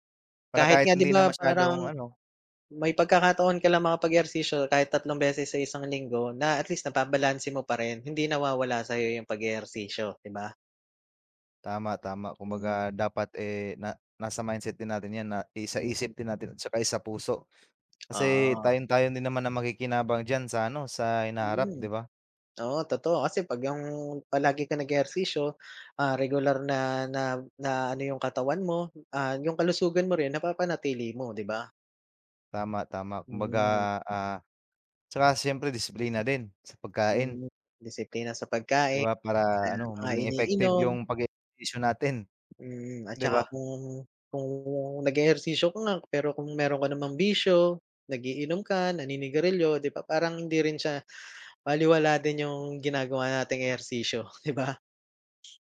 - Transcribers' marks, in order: wind; lip smack; other background noise; sniff
- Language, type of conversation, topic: Filipino, unstructured, Paano mo pinananatili ang disiplina sa regular na pag-eehersisyo?